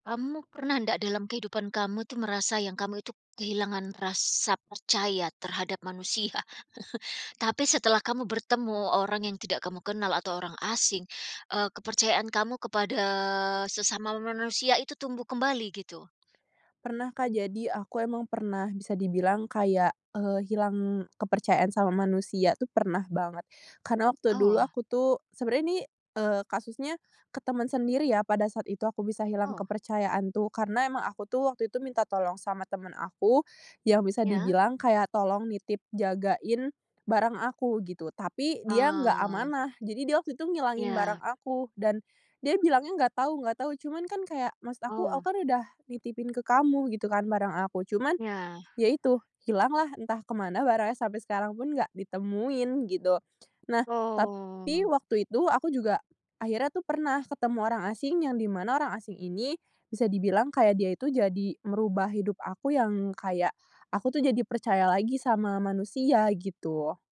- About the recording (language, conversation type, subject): Indonesian, podcast, Pernahkah kamu bertemu orang asing yang membuatmu percaya lagi pada sesama manusia?
- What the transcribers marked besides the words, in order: laugh